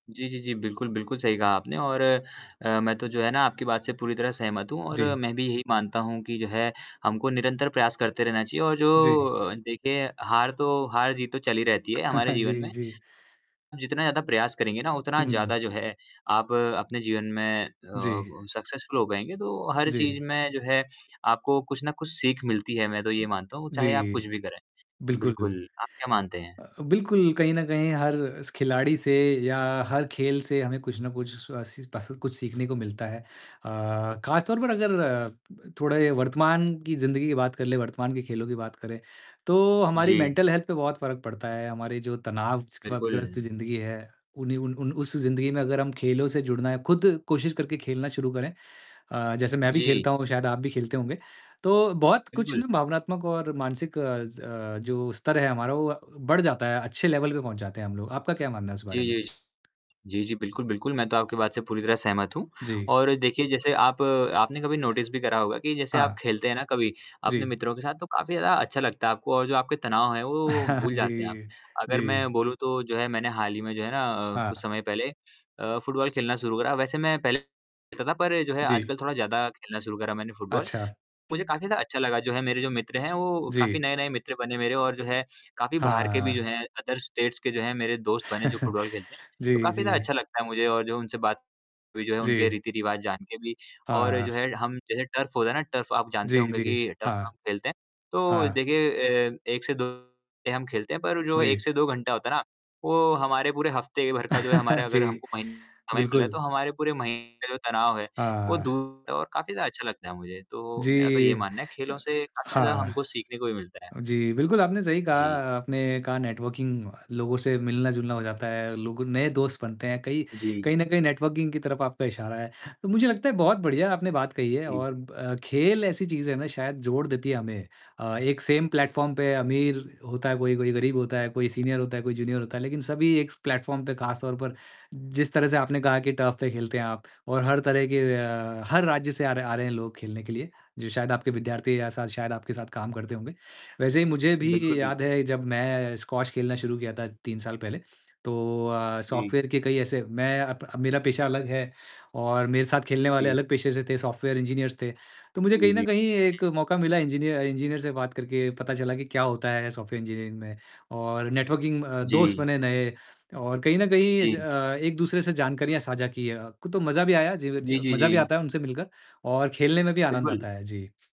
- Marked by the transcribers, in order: tapping; chuckle; distorted speech; in English: "सक्सेस्फ़ुल"; other background noise; in English: "मेंटल हेल्थ"; "तनावग्रस्त" said as "तनावच्पबग्रस्त"; in English: "लेवल"; in English: "नोटिस"; chuckle; unintelligible speech; in English: "अदर स्टेट्स"; chuckle; in English: "टर्फ़"; in English: "टर्फ़"; in English: "टर्फ़"; unintelligible speech; laugh; unintelligible speech; unintelligible speech; in English: "नेटवर्किंग"; in English: "नेटवर्किंग"; in English: "सेम प्लेटफ़ॉर्म"; in English: "सीनियर"; in English: "जूनियर"; in English: "प्लेटफ़ॉर्म"; in English: "टर्फ़"; in English: "स्क्वाश"; in English: "इंजीनियर्स"; in English: "इंजीनियरिंग"; in English: "नेटवर्किंग"
- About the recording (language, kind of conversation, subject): Hindi, unstructured, आपका सबसे पसंदीदा खेल कौन सा है और क्यों?